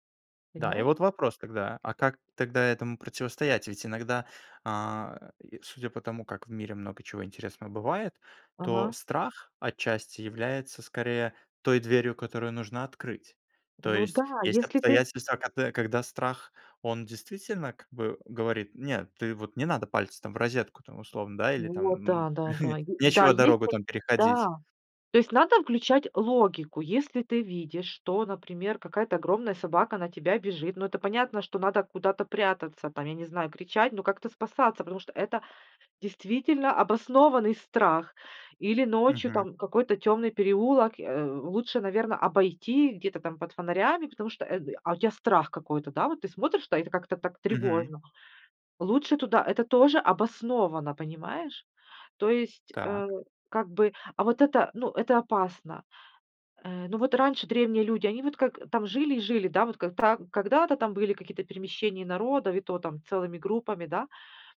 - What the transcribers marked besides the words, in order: chuckle
- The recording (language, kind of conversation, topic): Russian, podcast, Как отличить интуицию от страха или желания?